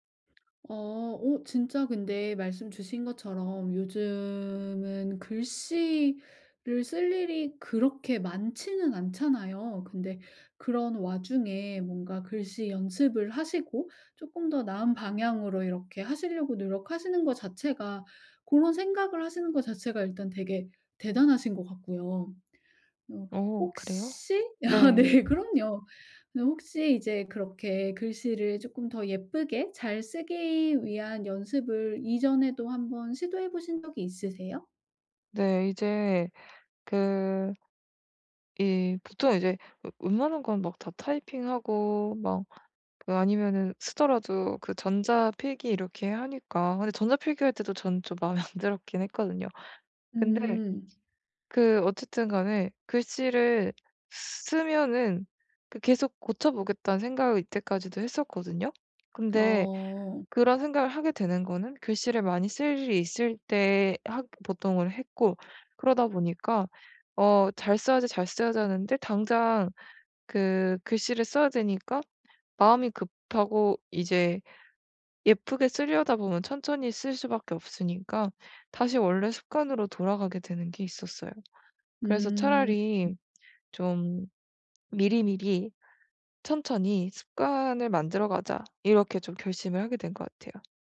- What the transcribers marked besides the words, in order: tapping; laughing while speaking: "아"; laughing while speaking: "안"; other background noise
- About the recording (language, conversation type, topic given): Korean, advice, 습관을 오래 유지하는 데 도움이 되는 나에게 맞는 간단한 보상은 무엇일까요?